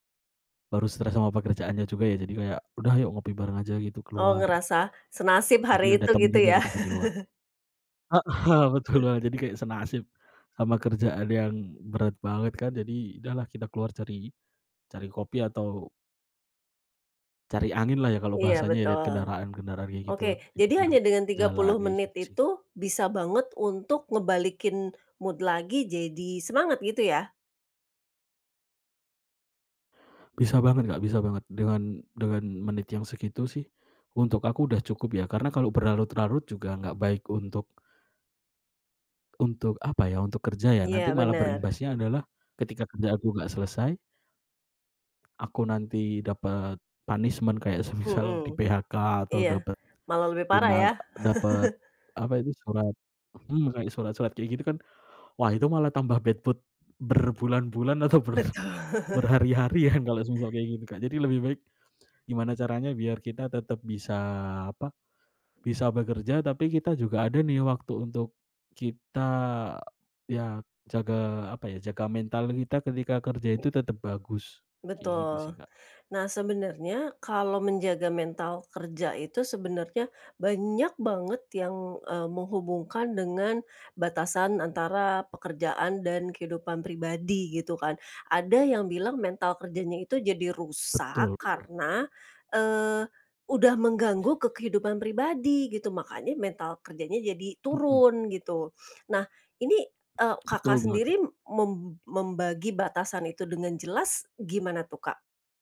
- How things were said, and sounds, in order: chuckle; laughing while speaking: "Heeh, betul"; in English: "mood"; other background noise; in English: "punishment"; laughing while speaking: "semisal"; chuckle; in English: "bad mood"; laughing while speaking: "atau ber"; laughing while speaking: "Betul"; chuckle
- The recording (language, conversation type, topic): Indonesian, podcast, Apa yang Anda lakukan untuk menjaga kesehatan mental saat bekerja?
- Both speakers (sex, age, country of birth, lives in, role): female, 45-49, Indonesia, Indonesia, host; male, 25-29, Indonesia, Indonesia, guest